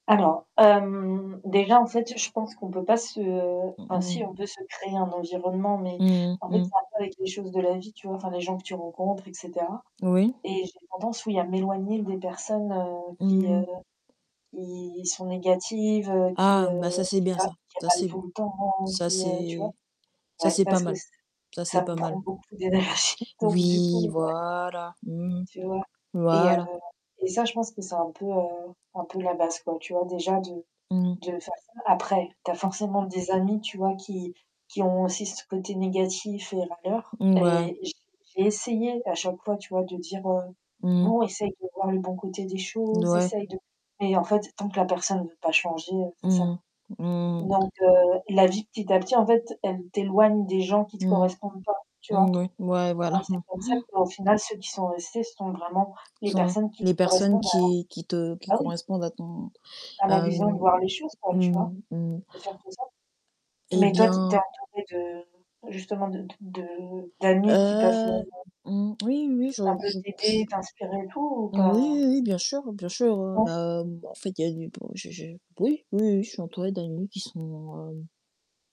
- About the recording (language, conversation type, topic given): French, unstructured, En quoi le fait de s’entourer de personnes inspirantes peut-il renforcer notre motivation ?
- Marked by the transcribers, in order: static; distorted speech; tapping; laughing while speaking: "d'énergie"; drawn out: "Oui, voilà"; gasp; other noise